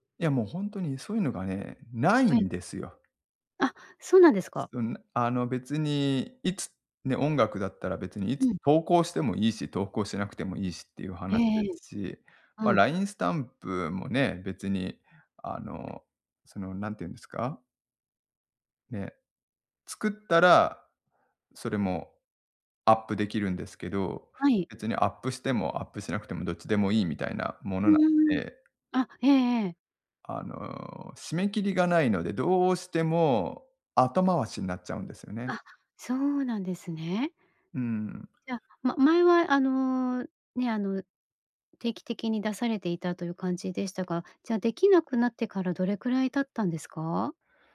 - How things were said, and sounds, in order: none
- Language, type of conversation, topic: Japanese, advice, 創作に使う時間を確保できずに悩んでいる